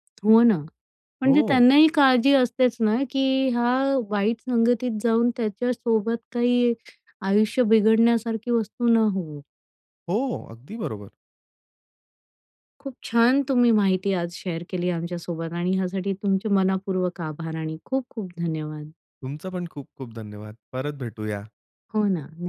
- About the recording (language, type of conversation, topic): Marathi, podcast, स्वतःला ओळखण्याचा प्रवास कसा होता?
- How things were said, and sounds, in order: tapping; in English: "शेअर"